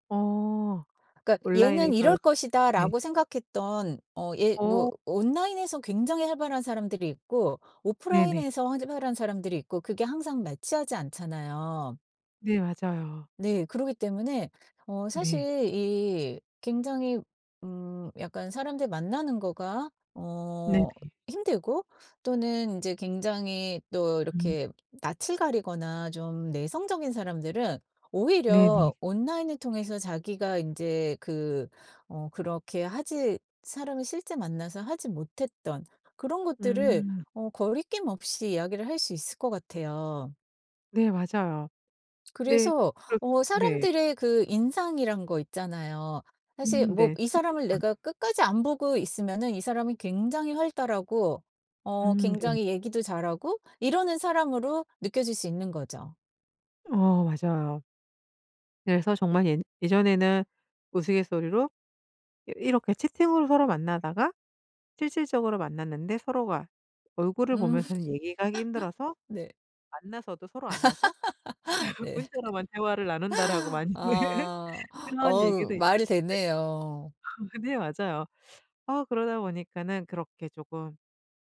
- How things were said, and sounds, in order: other background noise; tapping; unintelligible speech; laugh; laugh; laughing while speaking: "문자로만 대화를 나눈다라고 많이"; laugh
- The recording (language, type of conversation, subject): Korean, podcast, 요즘 스마트폰 때문에 사람들 사이의 관계가 어떻게 달라졌다고 생각하시나요?